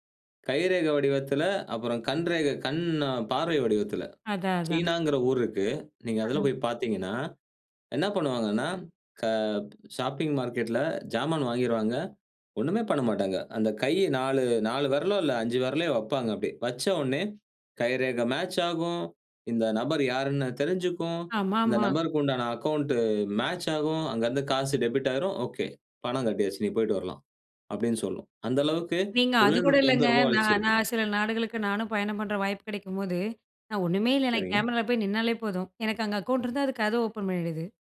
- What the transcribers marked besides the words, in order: in English: "ஷாப்பிங் மார்க்கெட்"; in English: "அக்கவுண்ட் மேட்ச்"; in English: "அக்கவுண்ட்"
- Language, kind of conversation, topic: Tamil, podcast, பணமில்லா பரிவர்த்தனைகள் வாழ்க்கையை எப்படித் மாற்றியுள்ளன?